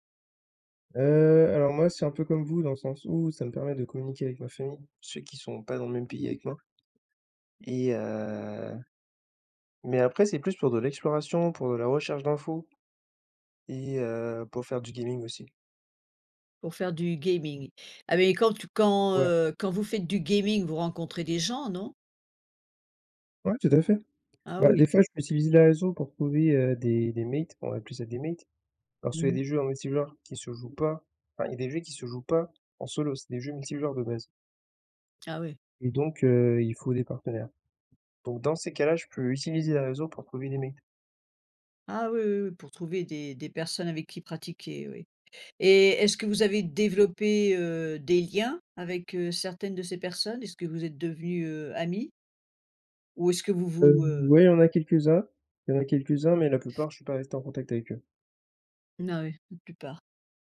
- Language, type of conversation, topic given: French, unstructured, Penses-tu que les réseaux sociaux divisent davantage qu’ils ne rapprochent les gens ?
- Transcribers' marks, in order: in English: "mates"; in English: "mates"; in English: "mates"; tapping